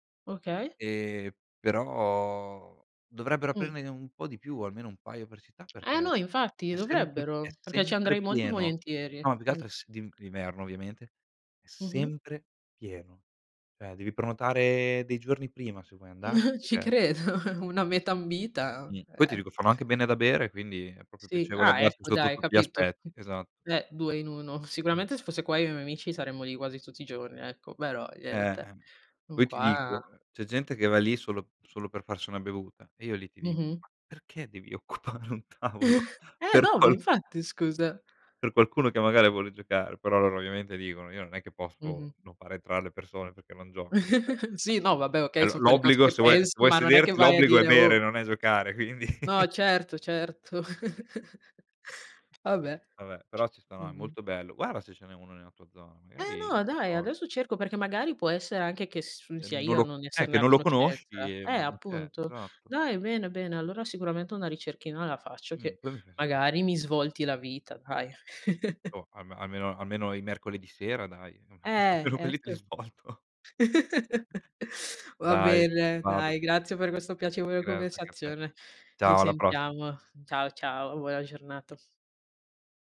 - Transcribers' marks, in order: "d'inverno" said as "iverno"; "Cioè" said as "ceh"; chuckle; laughing while speaking: "credo"; "proprio" said as "propio"; laughing while speaking: "occupare un tavolo"; chuckle; chuckle; "Cioè" said as "ceh"; laughing while speaking: "quindi"; laugh; tapping; chuckle; "Guarda" said as "Guara"; chuckle; laughing while speaking: "almeno quelli te li svolto"; other background noise; laugh
- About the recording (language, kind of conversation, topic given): Italian, unstructured, Come ti piace passare il tempo con i tuoi amici?